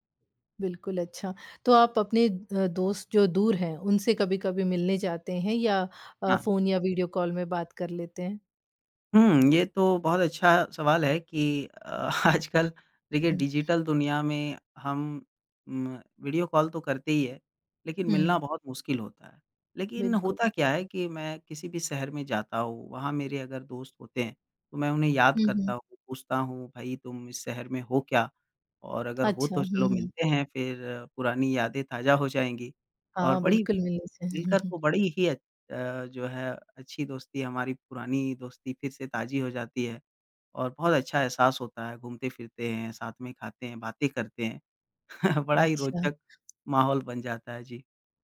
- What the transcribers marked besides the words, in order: tapping; laughing while speaking: "आजकल"; in English: "डिजिटल"; chuckle; chuckle
- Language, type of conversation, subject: Hindi, podcast, नए दोस्तों से जुड़ने का सबसे आसान तरीका क्या है?